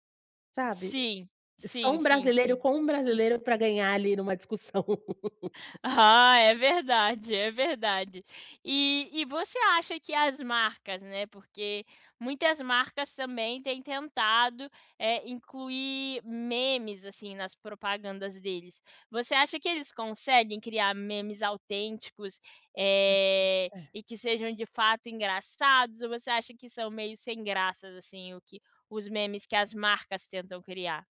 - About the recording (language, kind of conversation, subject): Portuguese, podcast, O que faz um meme atravessar diferentes redes sociais e virar referência cultural?
- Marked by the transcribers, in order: laugh; other background noise